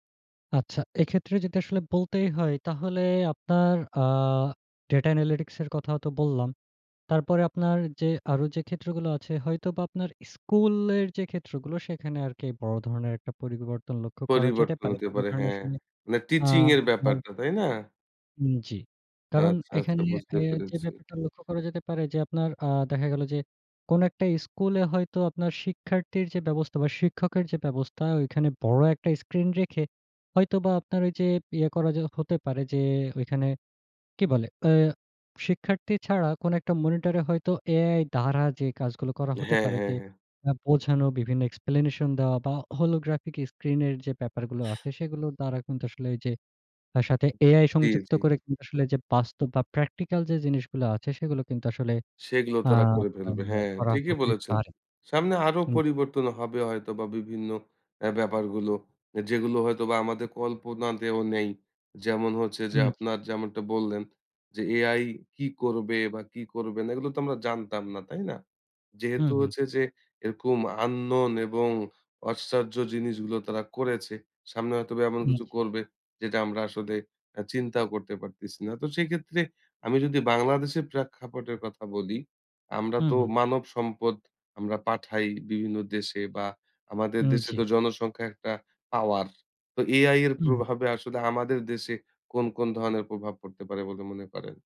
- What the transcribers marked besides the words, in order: in English: "data analytics"; in English: "teaching"; in English: "explanation"; in English: "holographic screen"; other background noise; tapping; in English: "practical"; in English: "unknown"; "আশ্চর্য" said as "আসচারয"
- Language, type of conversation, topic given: Bengali, podcast, তুমি কীভাবে মনে করো, কৃত্রিম বুদ্ধিমত্তা চাকরির ওপর প্রভাব ফেলবে?